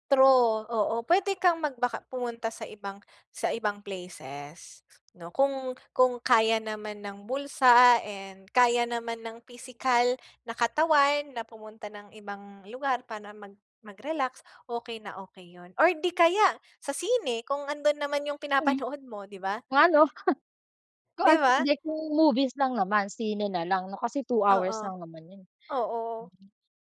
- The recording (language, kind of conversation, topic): Filipino, advice, Paano ko maiiwasan ang mga nakakainis na sagabal habang nagpapahinga?
- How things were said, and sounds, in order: laughing while speaking: "pinapanood"; chuckle